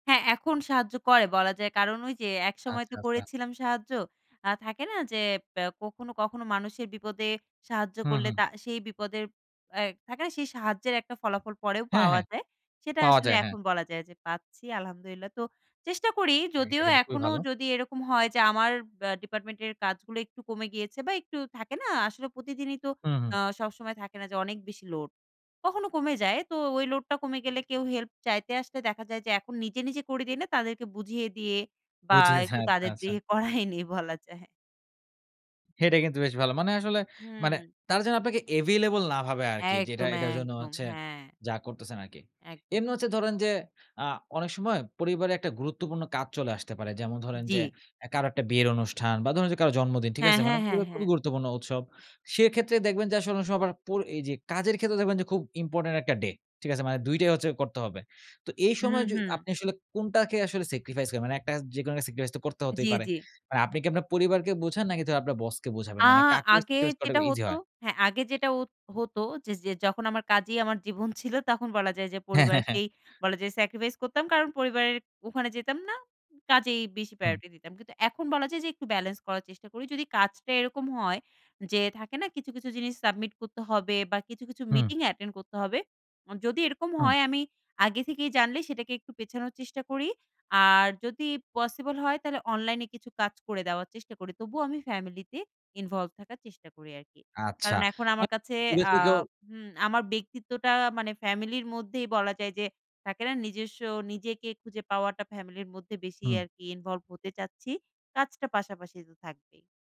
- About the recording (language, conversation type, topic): Bengali, podcast, কাজকে জীবনের একমাত্র মাপকাঠি হিসেবে না রাখার উপায় কী?
- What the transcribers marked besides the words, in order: in Arabic: "আলহামদুলিল্লাহ"; laughing while speaking: "বা, একটু তাদের দিয়ে করাই নেই বলা যায়"; unintelligible speech